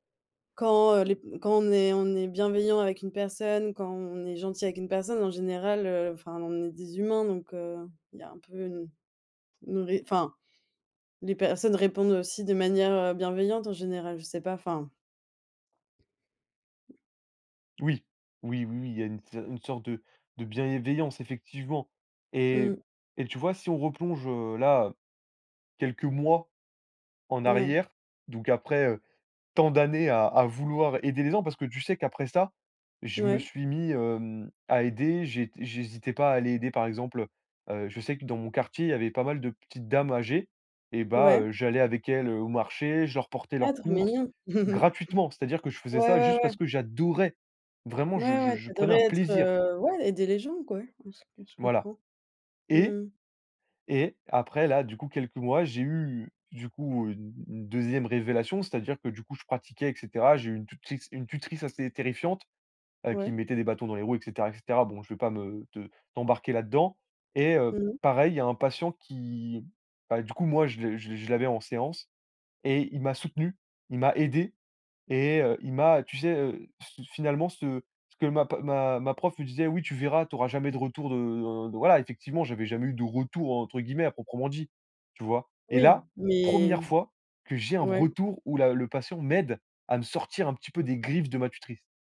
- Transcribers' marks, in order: tapping; stressed: "mois"; "gens" said as "zens"; chuckle; stressed: "j'adorais"; stressed: "plaisir"
- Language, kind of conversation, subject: French, podcast, Raconte-moi un moment où, à la maison, tu as appris une valeur importante.